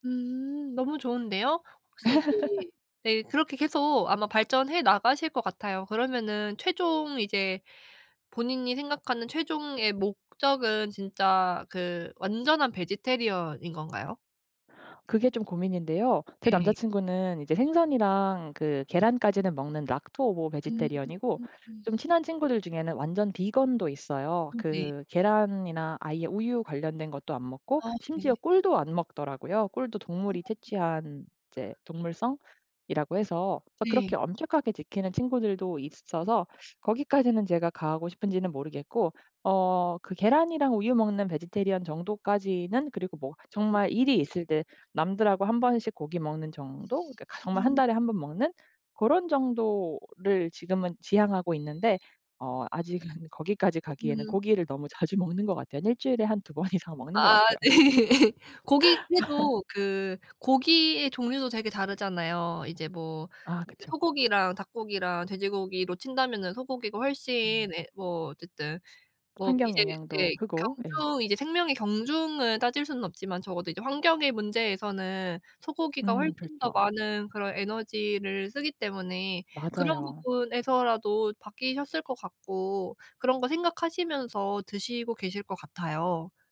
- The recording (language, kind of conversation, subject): Korean, advice, 가치와 행동이 일치하지 않아 혼란스러울 때 어떻게 해야 하나요?
- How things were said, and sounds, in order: other background noise; laugh; in English: "베지테리언인"; in English: "베지테리언이고"; in English: "비건도"; tapping; in English: "베지테리언"; alarm; laughing while speaking: "네"; laugh